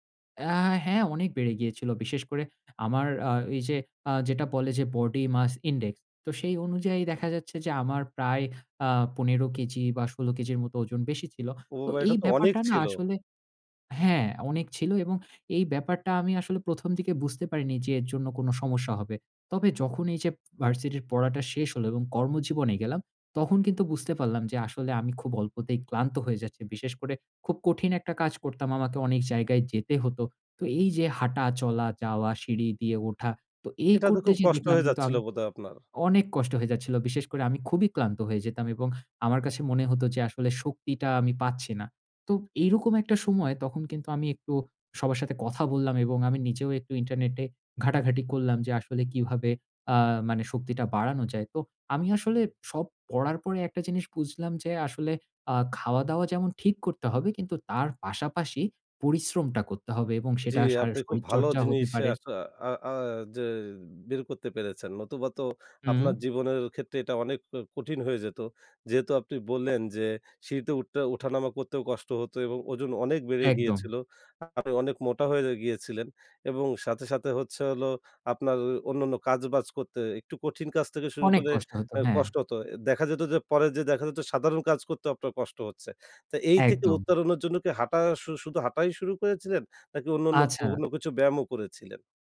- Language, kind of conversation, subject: Bengali, podcast, তুমি কীভাবে নিয়মিত হাঁটা বা ব্যায়াম চালিয়ে যাও?
- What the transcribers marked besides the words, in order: in English: "Body Mass Index"; stressed: "অনেক"; tapping; "অন্যান্য" said as "অন্যন্ন"; "অন্যান্য" said as "অন্যন্ন"